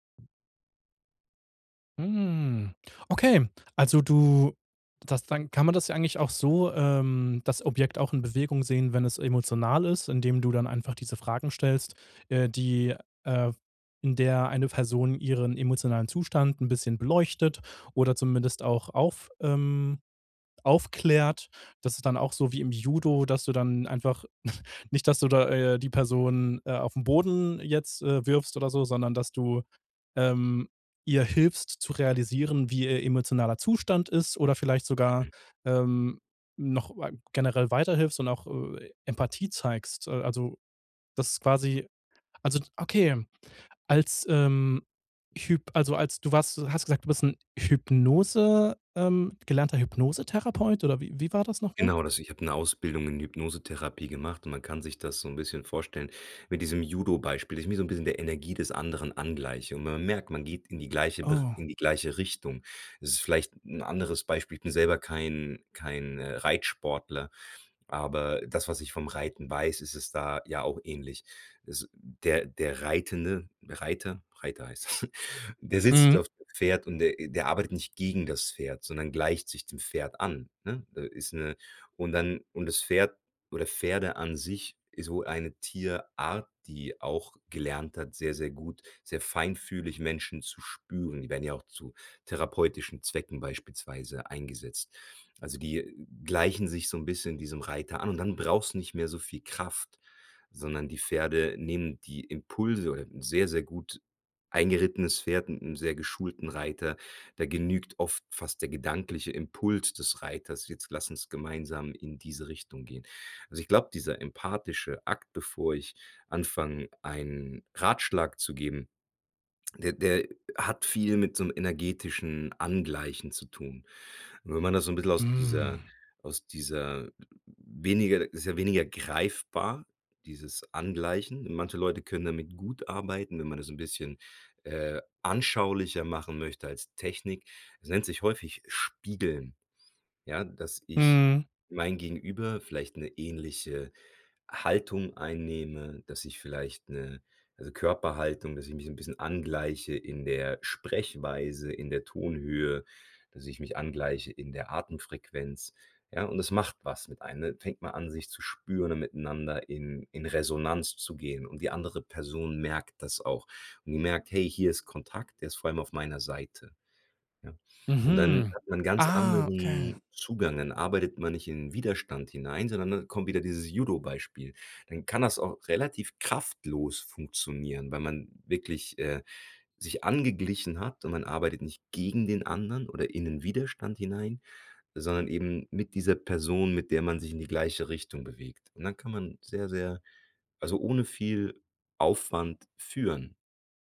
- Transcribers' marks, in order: other background noise; drawn out: "ähm"; chuckle; chuckle; tsk; "bisschen" said as "bissel"; surprised: "Mhm, ah okay"; stressed: "kraftlos"; stressed: "gegen"
- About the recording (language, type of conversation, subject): German, podcast, Wie zeigst du Empathie, ohne gleich Ratschläge zu geben?